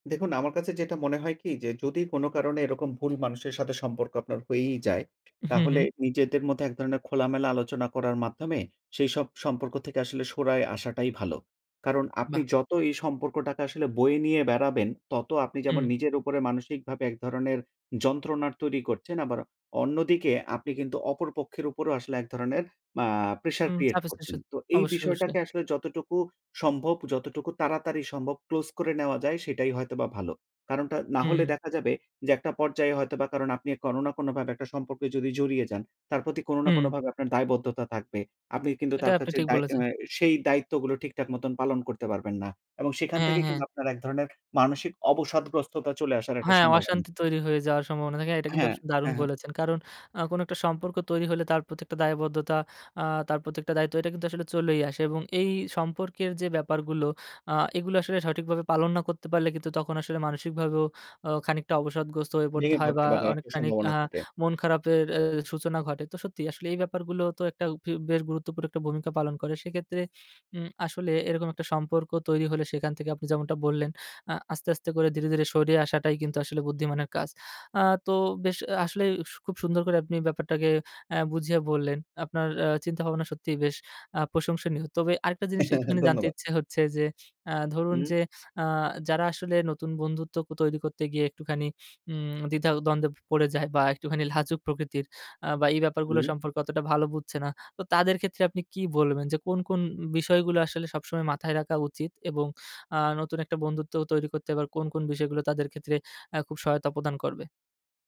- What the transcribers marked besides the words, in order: "সরে" said as "সরায়"; in English: "প্রেশার ক্রিয়েট"; unintelligible speech; in English: "ক্লোজ"; chuckle
- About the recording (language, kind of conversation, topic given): Bengali, podcast, পরিবারের বাইরে ‘তোমার মানুষ’ খুঁজতে কী করো?